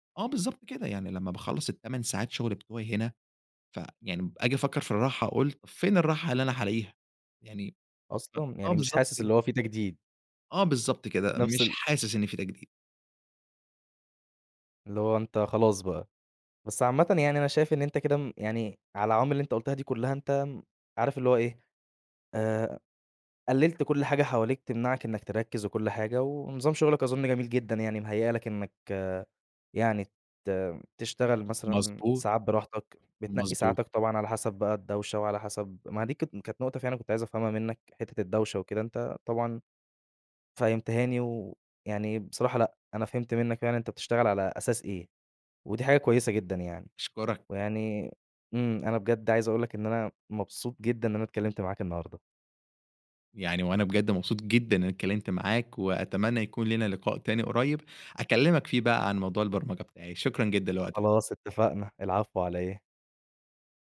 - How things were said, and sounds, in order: none
- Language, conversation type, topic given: Arabic, podcast, إزاي تخلي البيت مناسب للشغل والراحة مع بعض؟